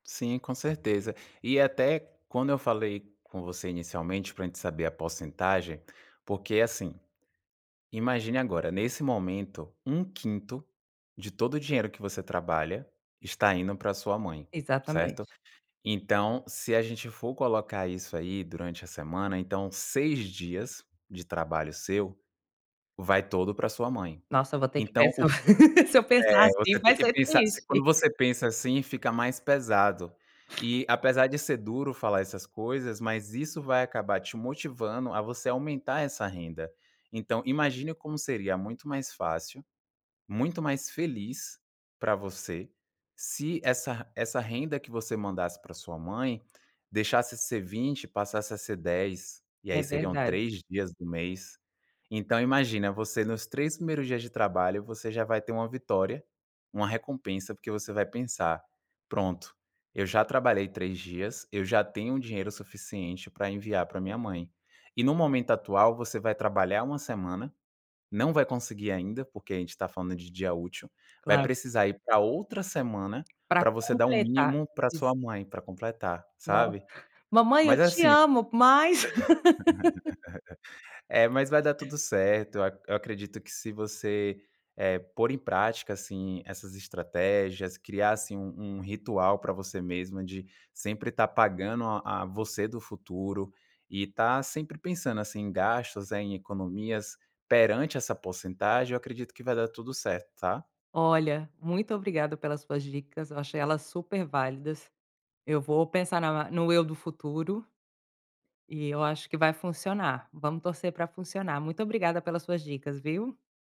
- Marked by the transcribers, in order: other background noise; laugh; other noise; lip smack; chuckle; laugh
- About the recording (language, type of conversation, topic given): Portuguese, advice, Como posso ajudar financeiramente a minha família sem ficar sem economias pessoais?